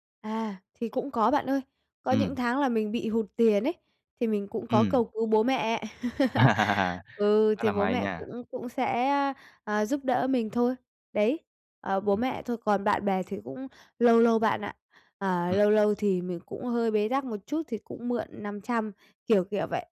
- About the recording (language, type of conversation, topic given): Vietnamese, advice, Làm thế nào để giảm áp lực tài chính khi chi phí chuyển nhà và sinh hoạt tăng cao?
- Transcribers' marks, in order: laugh